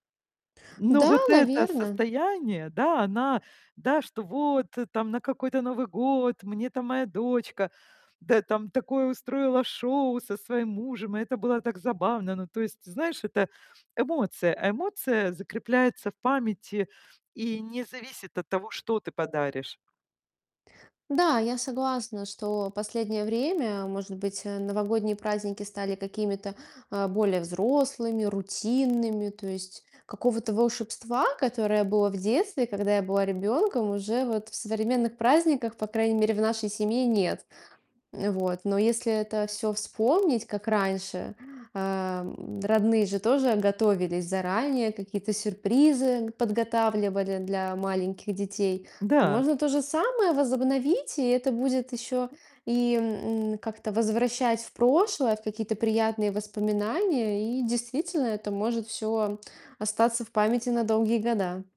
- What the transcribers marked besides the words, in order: distorted speech; tapping; other background noise
- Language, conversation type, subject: Russian, advice, Как выбрать идеальный подарок для близкого человека на любой случай?